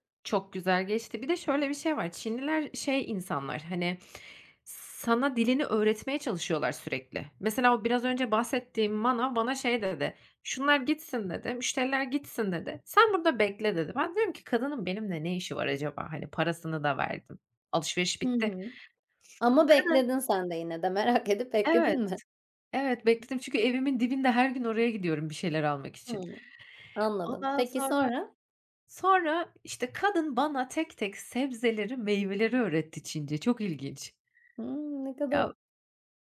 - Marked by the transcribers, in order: other background noise; laughing while speaking: "Merak edip bekledin mi?"; tapping
- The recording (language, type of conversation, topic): Turkish, podcast, Kendi kendine öğrenmeyi nasıl öğrendin, ipuçların neler?